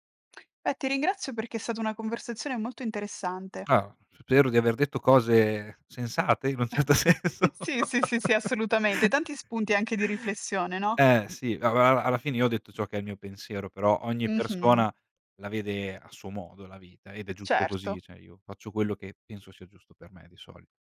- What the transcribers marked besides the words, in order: chuckle; laughing while speaking: "un certo senso"; laugh
- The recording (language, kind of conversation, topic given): Italian, podcast, Hai mai cambiato carriera e com’è andata?